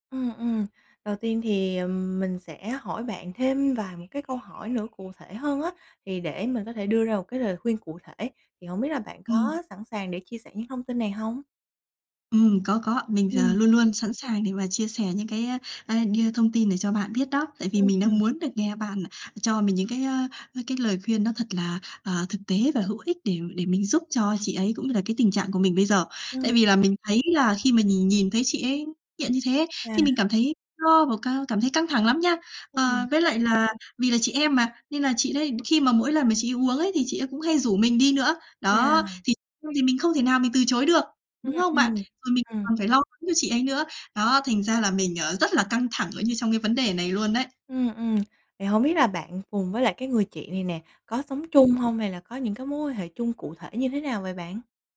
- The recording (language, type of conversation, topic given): Vietnamese, advice, Bạn đang cảm thấy căng thẳng như thế nào khi có người thân nghiện rượu hoặc chất kích thích?
- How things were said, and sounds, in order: tapping; other background noise; unintelligible speech; unintelligible speech